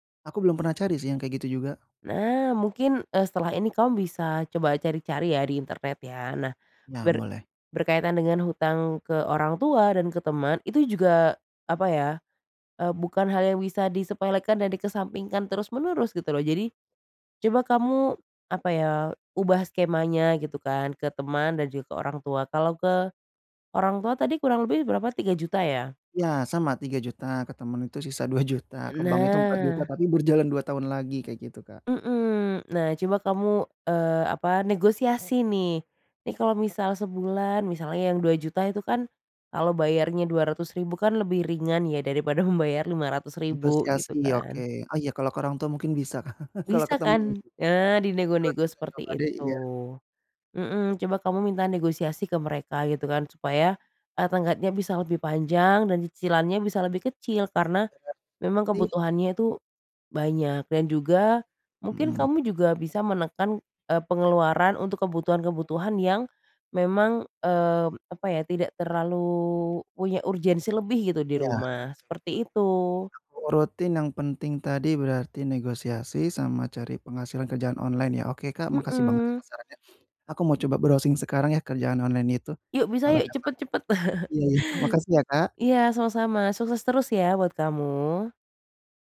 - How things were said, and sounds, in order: other background noise; chuckle; tapping; drawn out: "terlalu"; snort; in English: "browsing"; chuckle
- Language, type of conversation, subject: Indonesian, advice, Bagaimana cara menentukan prioritas ketika saya memiliki terlalu banyak tujuan sekaligus?